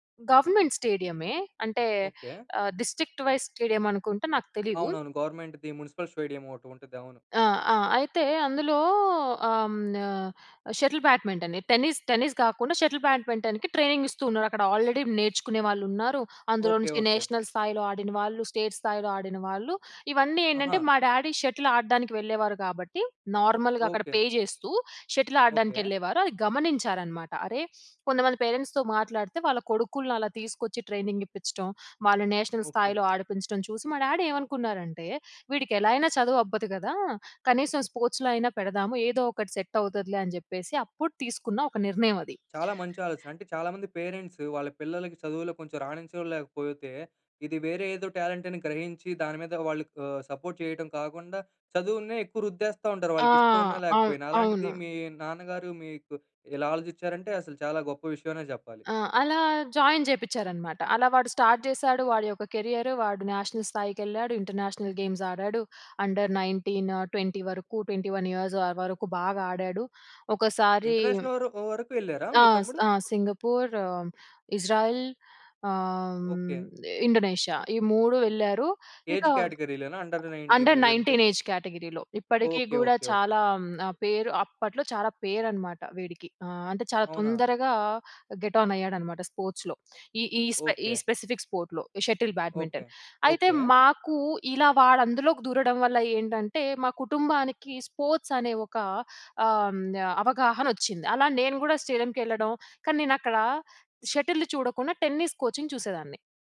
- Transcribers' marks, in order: in English: "గవర్నమెంట్"; in English: "డిస్ట్రిక్ట్ వైస్ స్టేడియం"; in English: "గవర్నమెంట్‌ది మున్సిపల్ స్టేడియం"; in English: "షటిల్ బ్యాడ్మింటన్ టెన్నిస్, టెన్నిస్"; in English: "షటిల్ బ్యాడ్మింటన్‍కి ట్రైనింగ్"; in English: "ఆల్రెడీ"; in English: "నేషనల్"; in English: "స్టేట్"; in English: "డాడీ షటిల్"; in English: "నార్మల్‍గా"; in English: "పే"; in English: "షటిల్"; in English: "పేరెంట్స్‌తో"; in English: "ట్రైనింగ్"; in English: "నేషనల్"; in English: "డాడీ"; in English: "స్పోర్ట్స్‌లో"; in English: "సెట్"; tapping; in English: "పేరెంట్స్"; in English: "టాలెంట్"; in English: "సపోర్ట్"; in English: "జాయిన్"; in English: "స్టార్ట్"; in English: "కెరియర్"; in English: "నేషనల్"; in English: "ఇంటర్నేషనల్ గేమ్స్"; in English: "అండర్ నైన్‌టీన్ ట్వంటీ"; in English: "ట్వెంటీ వన్ ఇయర్స్"; in English: "ఇంటర్నేషనల్"; in English: "అండర్ నైన్‌టీన్ ఏజ్ కేటగిరీలో"; in English: "ఏజ్ కేటగిరీ"; in English: "అండర్ నైన్‌టీన్"; in English: "గెట్ ఆన్"; in English: "స్పోర్ట్స్‌లో"; in English: "స్పెసిఫిక్ స్పోర్ట్‌లో షటిల్ బ్యాడ్మింటన్"; in English: "స్పోర్ట్స్"; in English: "స్టేడియంకి"; in English: "షటిల్"; in English: "టెన్నిస్ కోచింగ్"
- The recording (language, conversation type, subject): Telugu, podcast, చిన్నప్పుడే మీకు ఇష్టమైన ఆట ఏది, ఎందుకు?